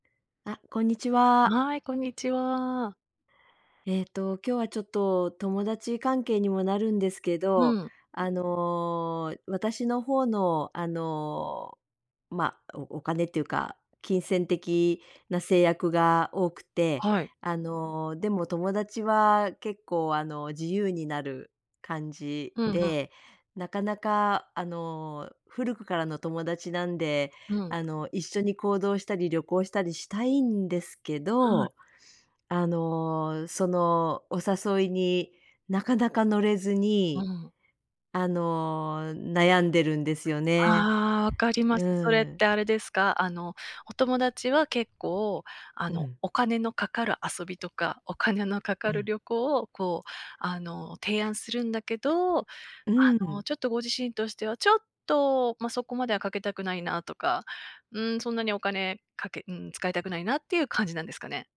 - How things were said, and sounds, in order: other noise; tapping; stressed: "ちょっと"
- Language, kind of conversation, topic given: Japanese, advice, 金銭的な制約のせいで、生活の選択肢が狭まっていると感じるのはなぜですか？
- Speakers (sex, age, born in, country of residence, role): female, 40-44, Japan, United States, advisor; female, 60-64, Japan, United States, user